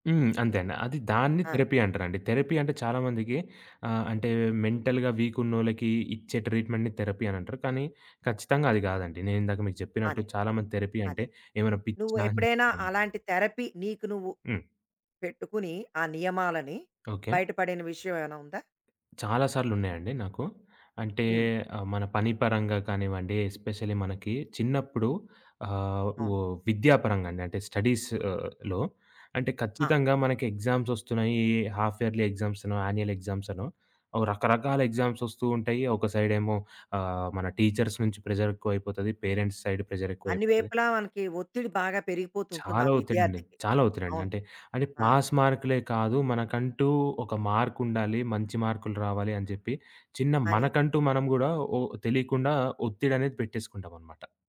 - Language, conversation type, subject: Telugu, podcast, థెరపీ గురించి మీ అభిప్రాయం ఏమిటి?
- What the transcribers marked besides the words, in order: in English: "థెరపీ"; in English: "థెరపీ"; in English: "మెంటల్‌గా"; in English: "ట్రీట్‌మెంట్‌ని థెరపీ"; in English: "థెరపీ"; unintelligible speech; in English: "థెరపీ"; other background noise; in English: "ఎస్పెషల్లీ"; in English: "స్టడీస్‌లో"; in English: "హాల్ఫ్ యర్లీ ఎగ్జామ్స్"; in English: "యాన్యుయల్ ఎగ్జామ్స్"; in English: "ఎగ్జామ్స్"; in English: "సైడ్"; in English: "టీచర్స్"; in English: "ప్రెషర్"; in English: "పేరెంట్స్ సైడ్ ప్రెషర్"; in English: "పాస్ మార్క్‌లే"; in English: "మార్క్"